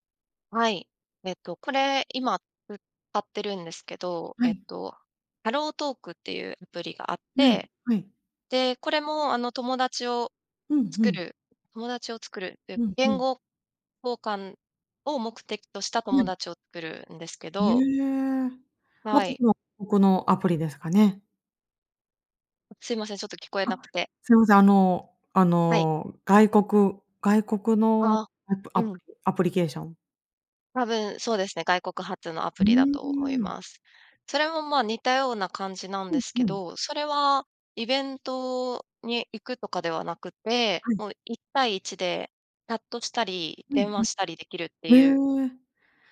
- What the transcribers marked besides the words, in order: unintelligible speech; other noise
- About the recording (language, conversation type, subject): Japanese, podcast, 新しい街で友達を作るには、どうすればいいですか？